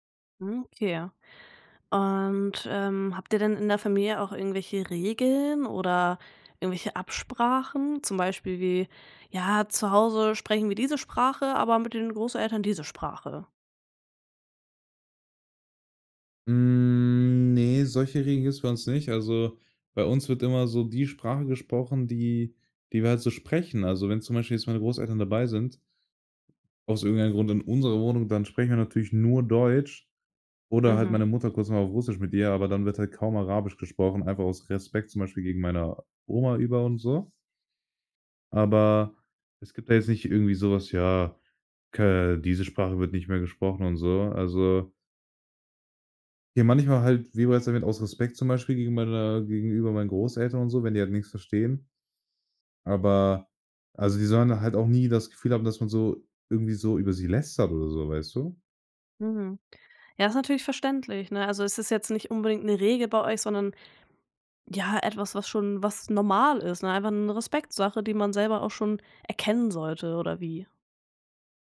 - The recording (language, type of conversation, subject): German, podcast, Wie gehst du mit dem Sprachwechsel in deiner Familie um?
- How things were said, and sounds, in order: drawn out: "Hm"